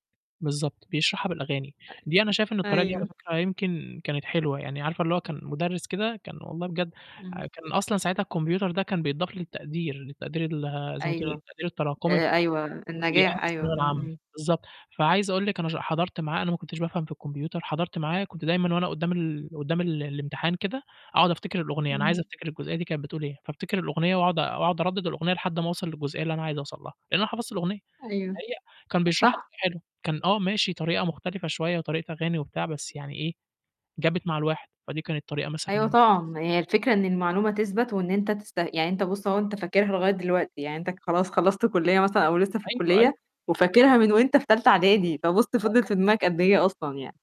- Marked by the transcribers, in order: static; distorted speech; unintelligible speech; other background noise; other noise; unintelligible speech
- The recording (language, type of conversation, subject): Arabic, podcast, إزاي تخلي المذاكرة ممتعة بدل ما تبقى واجب؟